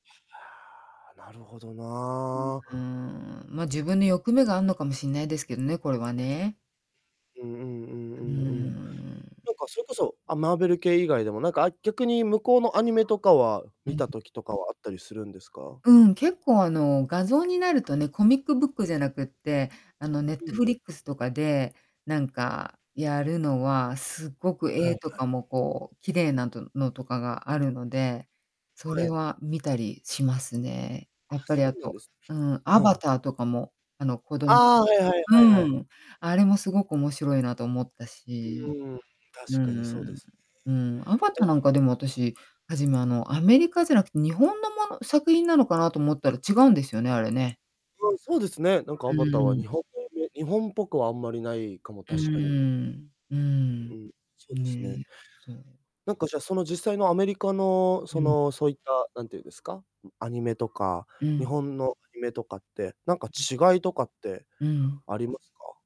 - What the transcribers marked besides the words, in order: distorted speech; unintelligible speech; tapping
- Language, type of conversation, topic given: Japanese, podcast, 漫画やアニメの魅力は何だと思いますか？